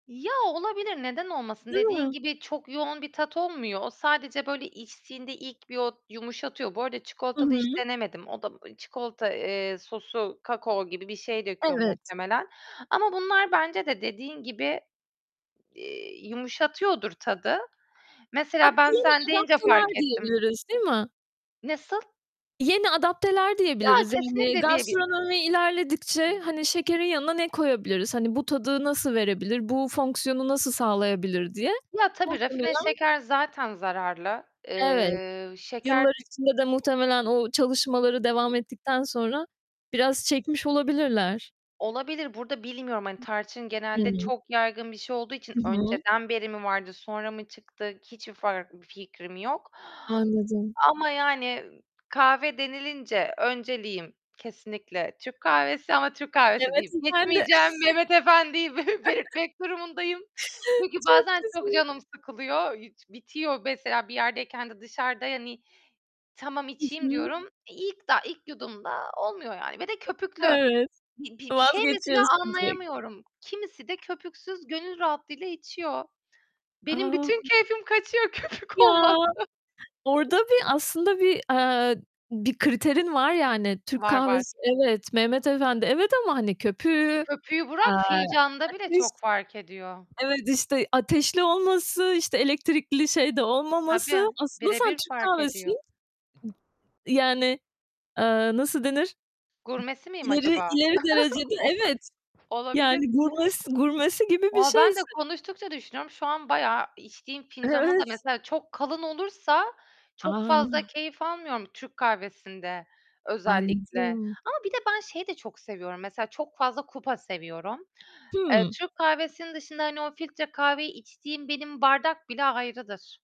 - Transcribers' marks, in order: static; distorted speech; other background noise; tapping; chuckle; other noise; laughing while speaking: "belirtmek"; laughing while speaking: "Çok güzel"; laughing while speaking: "köpük olmazsa"; chuckle
- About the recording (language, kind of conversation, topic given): Turkish, podcast, Sabahları kahve ya da çay hazırlama rutinin nasıl oluyor?